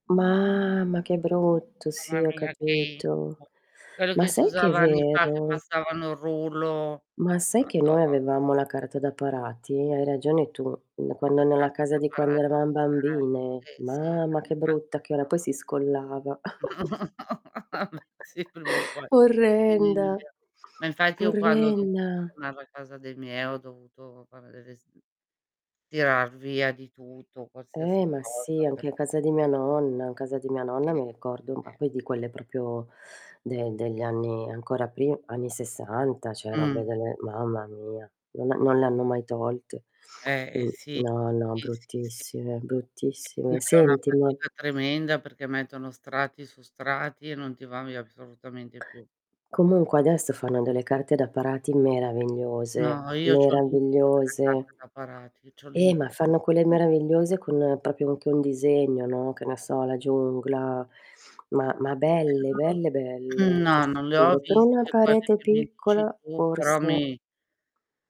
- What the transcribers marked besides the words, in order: drawn out: "Mamma"; distorted speech; tapping; chuckle; laughing while speaking: "No, abè, sì, prima o poi"; "vabbè" said as "abè"; unintelligible speech; chuckle; "orrenda" said as "orrenna"; other noise; unintelligible speech; "proprio" said as "propio"; "cioè" said as "ceh"; unintelligible speech; "assolutamente" said as "solutamente"; stressed: "meravigliose"; "proprio" said as "propio"; throat clearing
- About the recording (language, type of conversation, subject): Italian, unstructured, In che modo il colore delle pareti di casa può influenzare il nostro stato d’animo?